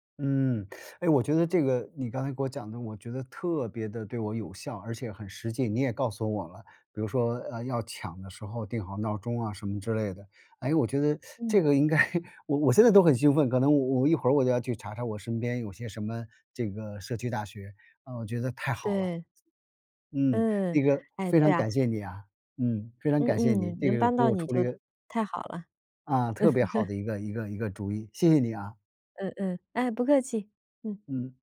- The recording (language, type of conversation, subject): Chinese, advice, 搬到新城市后感到孤单怎么办？
- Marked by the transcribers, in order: teeth sucking; teeth sucking; laughing while speaking: "该"; laugh